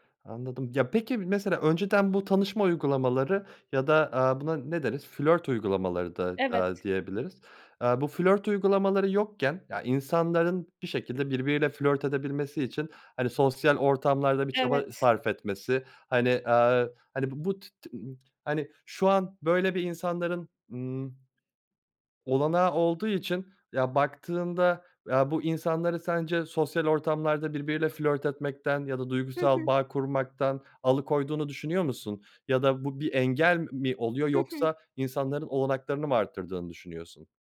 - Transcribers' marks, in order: other noise; other background noise
- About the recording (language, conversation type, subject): Turkish, podcast, Online arkadaşlıklar gerçek bir bağa nasıl dönüşebilir?